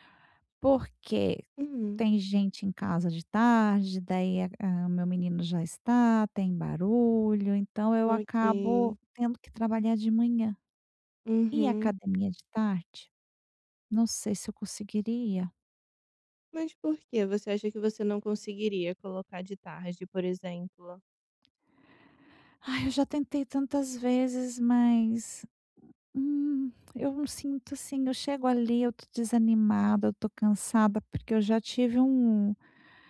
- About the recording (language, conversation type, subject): Portuguese, advice, Como criar rotinas que reduzam recaídas?
- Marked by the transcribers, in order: tapping; other background noise